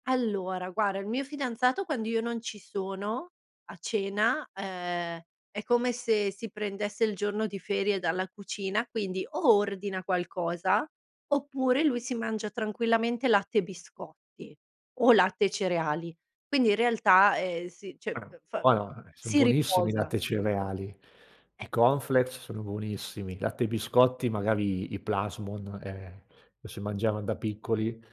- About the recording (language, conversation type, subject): Italian, podcast, Come vi organizzate con i pasti durante la settimana?
- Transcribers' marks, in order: "cioè" said as "ceh"